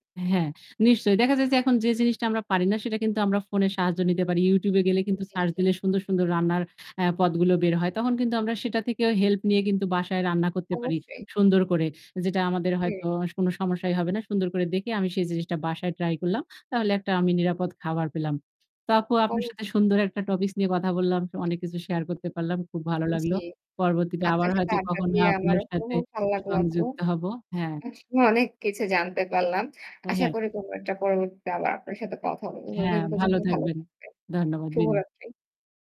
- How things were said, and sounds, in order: static; "কোন" said as "সোনো"; "দেখে" said as "দেকে"; tapping; other background noise; distorted speech
- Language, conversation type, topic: Bengali, unstructured, রেস্টুরেন্টের খাবার খেয়ে কখনো কি আপনি অসুস্থ হয়ে পড়েছেন?